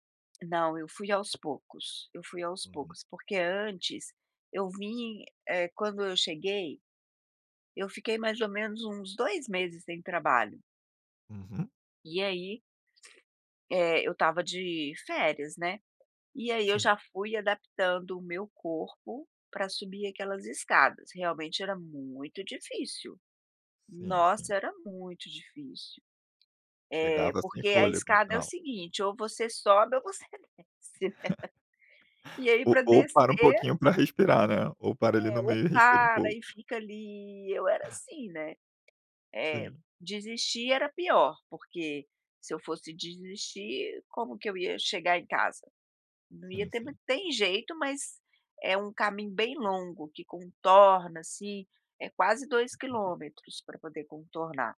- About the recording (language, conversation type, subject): Portuguese, podcast, Qual é um hábito de exercício que funciona para você?
- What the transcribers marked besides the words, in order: other background noise; laughing while speaking: "você desce"; laugh; unintelligible speech